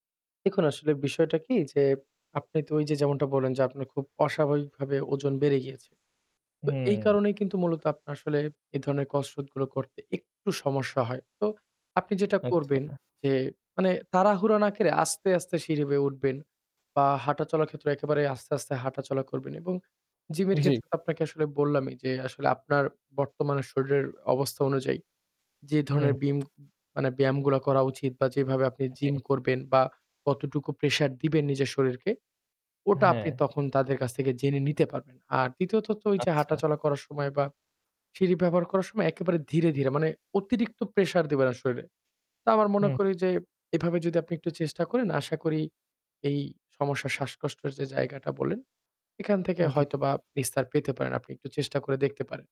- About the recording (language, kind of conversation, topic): Bengali, advice, জিমে গেলে লজ্জা লাগে এবং আত্মবিশ্বাস কমে যায়—এ সমস্যাটা কীভাবে কাটিয়ে উঠতে পারি?
- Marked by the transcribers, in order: static; "করে" said as "কেরে"; other background noise